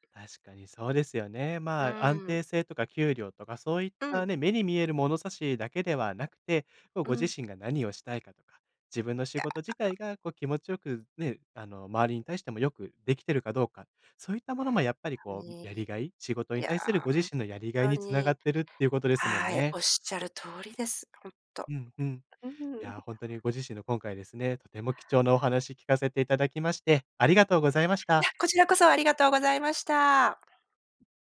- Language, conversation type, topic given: Japanese, podcast, 仕事でやりがいをどう見つけましたか？
- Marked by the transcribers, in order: none